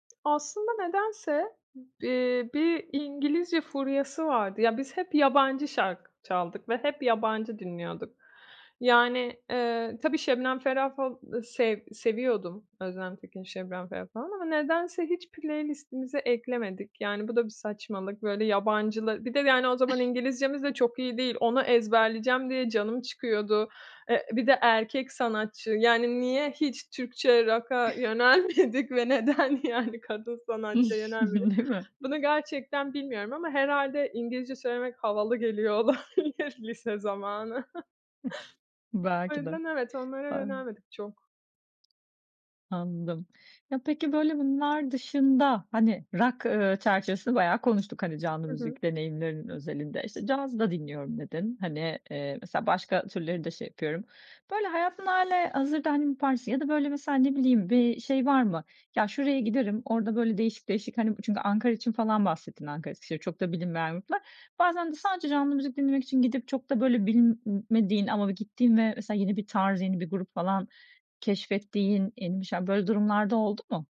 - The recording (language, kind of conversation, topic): Turkish, podcast, Canlı müzik deneyimleri müzik zevkini nasıl etkiler?
- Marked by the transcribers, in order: tapping; chuckle; chuckle; laughing while speaking: "yönelmedik ve neden yani kadın sanatçıya yönelmedik?"; chuckle; laughing while speaking: "olabilir lise zamanı"; chuckle; other background noise